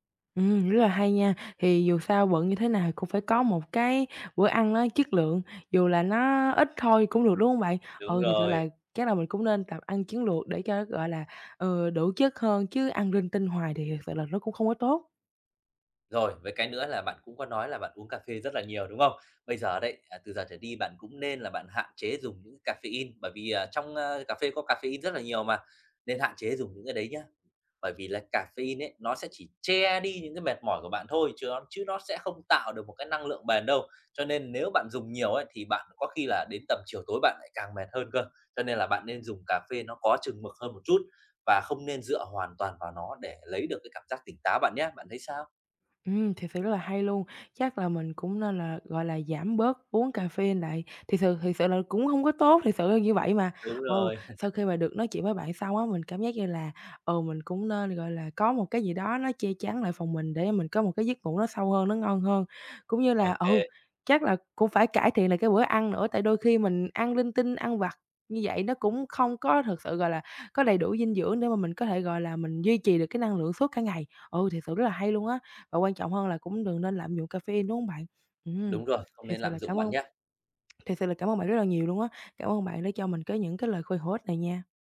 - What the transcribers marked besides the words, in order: other background noise; tapping; chuckle
- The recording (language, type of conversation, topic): Vietnamese, advice, Làm thế nào để duy trì năng lượng suốt cả ngày mà không cảm thấy mệt mỏi?